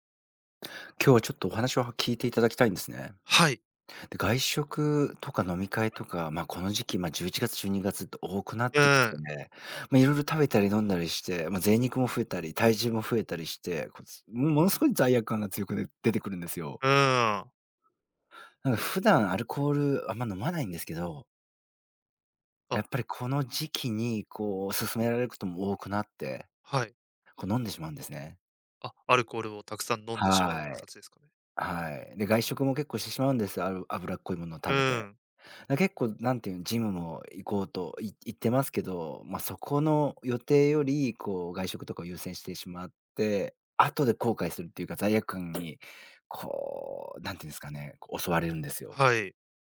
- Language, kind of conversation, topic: Japanese, advice, 外食や飲み会で食べると強い罪悪感を感じてしまうのはなぜですか？
- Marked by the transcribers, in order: other background noise